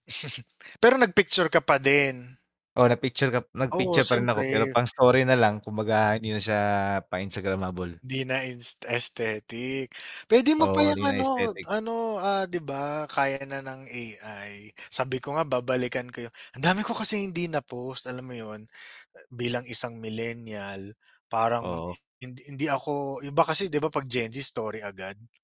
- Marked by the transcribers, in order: chuckle; distorted speech
- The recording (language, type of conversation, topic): Filipino, unstructured, Ano ang naramdaman mo sa mga lugar na siksikan sa mga turista?